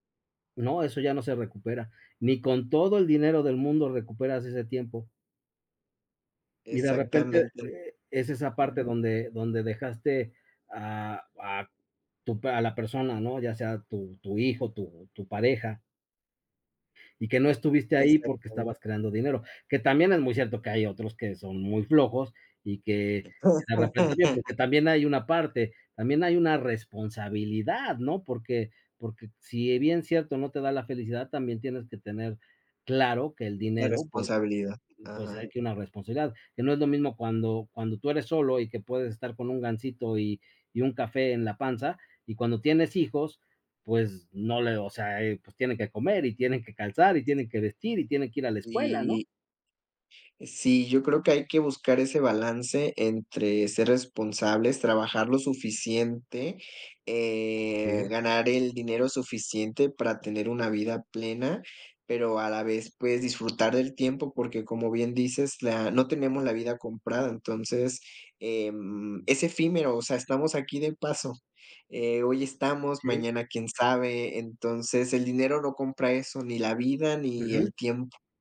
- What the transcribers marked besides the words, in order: other background noise; laugh; drawn out: "eh"; tapping
- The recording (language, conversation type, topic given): Spanish, unstructured, ¿Crees que el dinero compra la felicidad?
- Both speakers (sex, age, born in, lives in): male, 30-34, Mexico, Mexico; male, 50-54, Mexico, Mexico